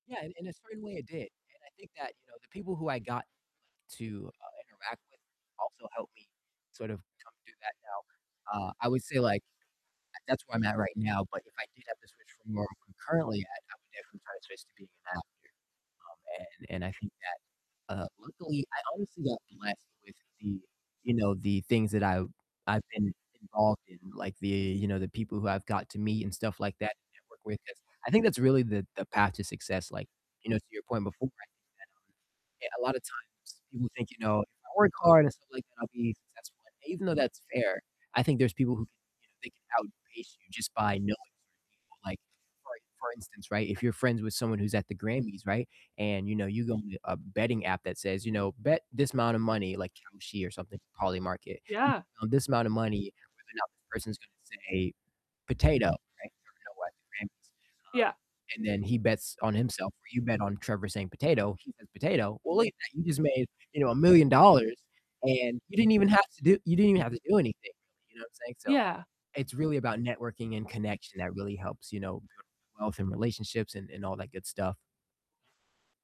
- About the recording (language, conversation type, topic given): English, unstructured, If you could try any new career, what would it be?
- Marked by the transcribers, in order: static; distorted speech; unintelligible speech